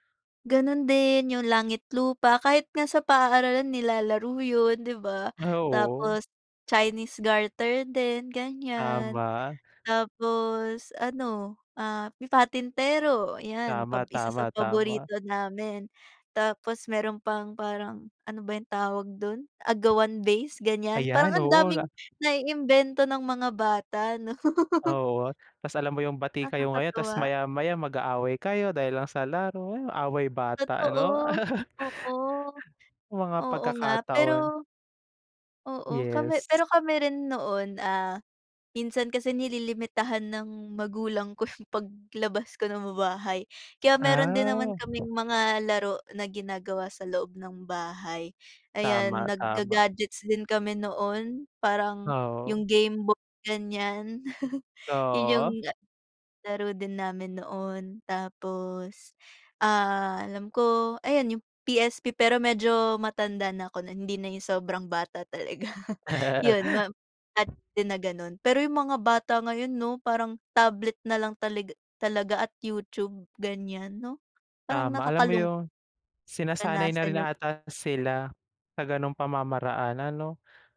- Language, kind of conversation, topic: Filipino, unstructured, Ano ang paborito mong laro noong kabataan mo?
- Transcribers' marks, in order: laughing while speaking: "'no?"; laugh; chuckle; laughing while speaking: "ko"; wind; chuckle; laughing while speaking: "talaga"; laugh